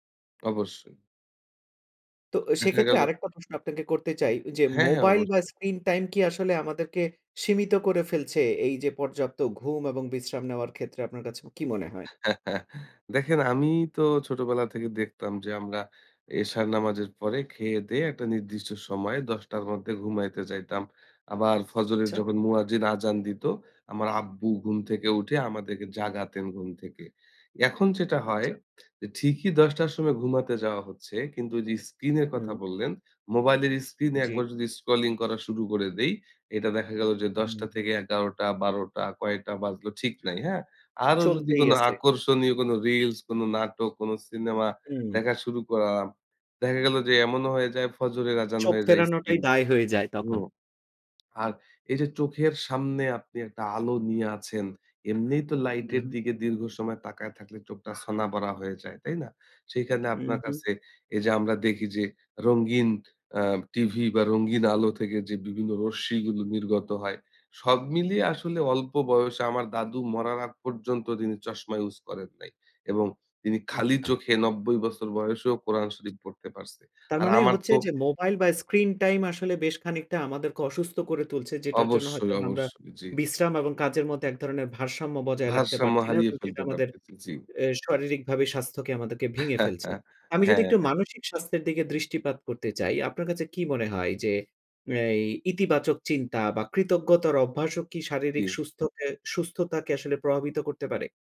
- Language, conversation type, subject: Bengali, podcast, প্রতিদিনের কোন কোন ছোট অভ্যাস আরোগ্যকে ত্বরান্বিত করে?
- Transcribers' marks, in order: chuckle; lip smack; laugh